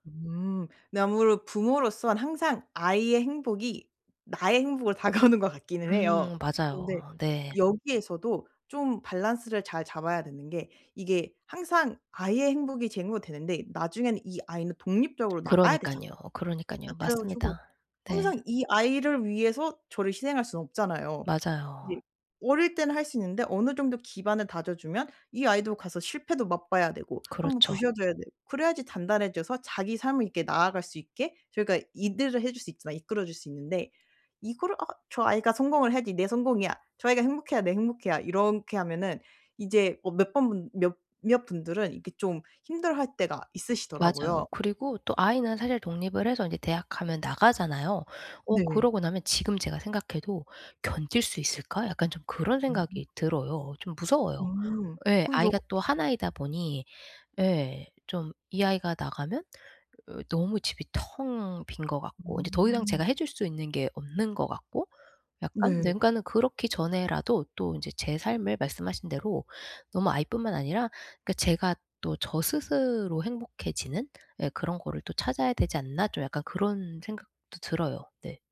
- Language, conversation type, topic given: Korean, advice, 내 삶에 맞게 성공의 기준을 어떻게 재정의할 수 있을까요?
- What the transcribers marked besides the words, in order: laughing while speaking: "다가오는"; other background noise